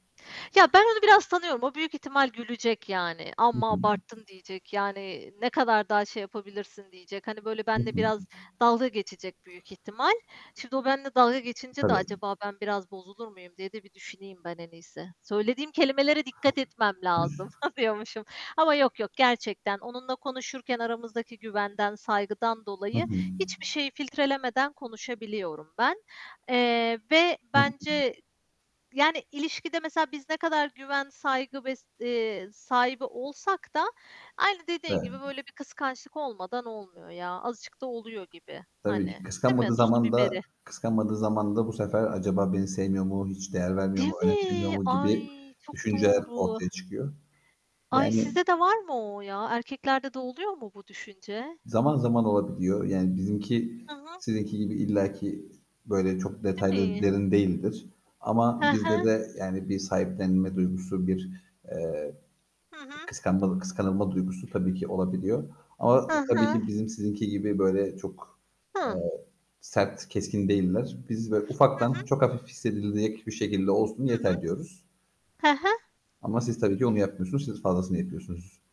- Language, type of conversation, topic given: Turkish, unstructured, Kıskançlık bir ilişkide ne kadar normaldir?
- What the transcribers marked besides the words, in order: distorted speech; static; chuckle; laughing while speaking: "diyormuşum"; other background noise; surprised: "Değil mi? Ay çok doğru"; anticipating: "Ay, sizde de var mı … mu bu düşünce?"